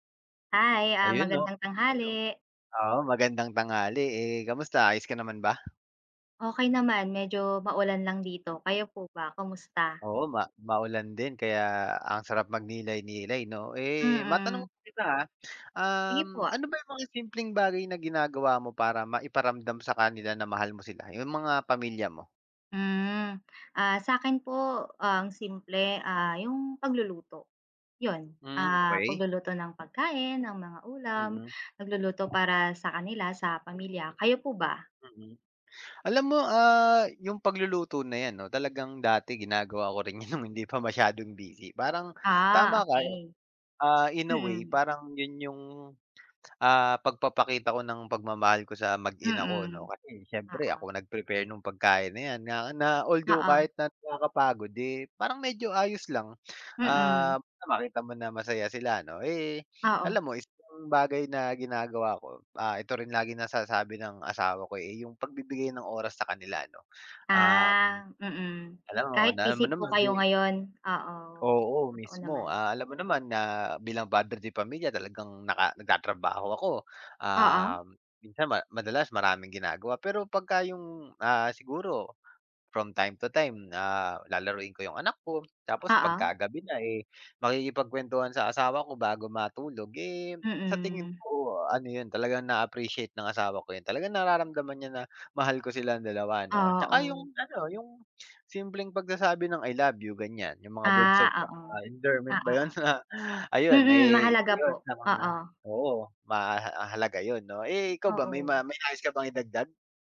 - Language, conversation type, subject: Filipino, unstructured, Paano mo ipinapakita ang pagmamahal sa iyong pamilya araw-araw?
- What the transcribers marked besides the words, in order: tapping; other background noise; other noise; laughing while speaking: "yun nung hindi pa masyadong busy"; chuckle